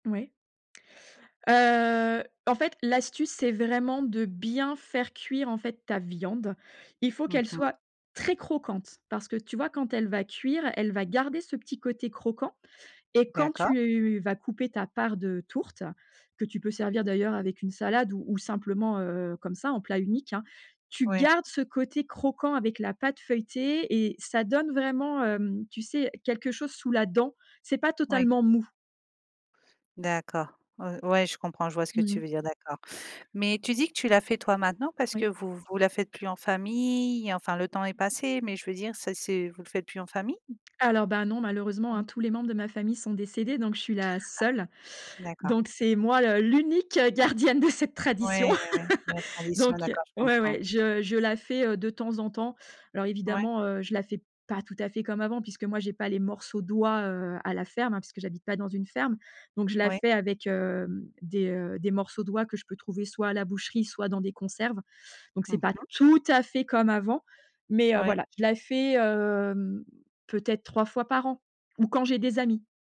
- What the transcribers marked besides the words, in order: stressed: "dent"; stressed: "mou"; laughing while speaking: "gardienne de cette tradition"; laugh; stressed: "tout à fait"; drawn out: "hem"
- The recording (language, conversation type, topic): French, podcast, Quelles recettes de famille gardes‑tu précieusement ?